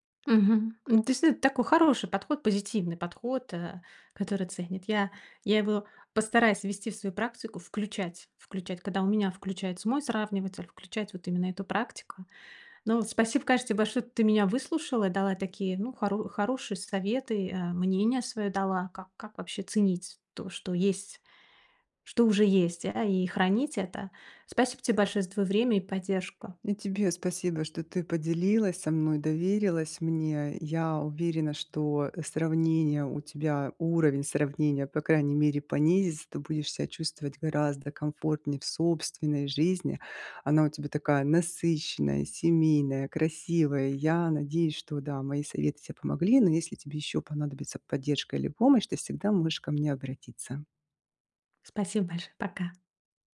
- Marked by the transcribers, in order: "действительно" said as "десит"
- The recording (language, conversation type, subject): Russian, advice, Почему я постоянно сравниваю свои вещи с вещами других и чувствую неудовлетворённость?